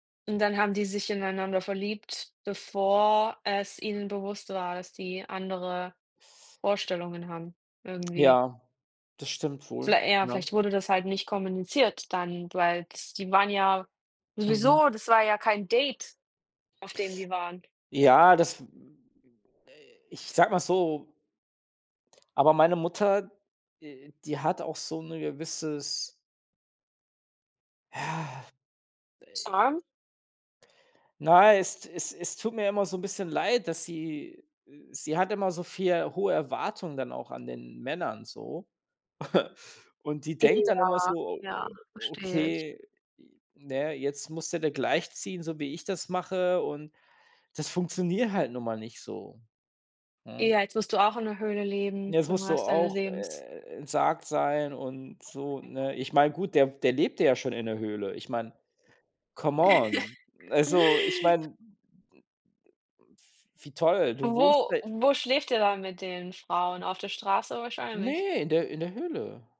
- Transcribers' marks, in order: chuckle; background speech; chuckle; other background noise; in English: "come on"
- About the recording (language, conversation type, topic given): German, unstructured, Wie hat sich euer Verständnis von Vertrauen im Laufe eurer Beziehung entwickelt?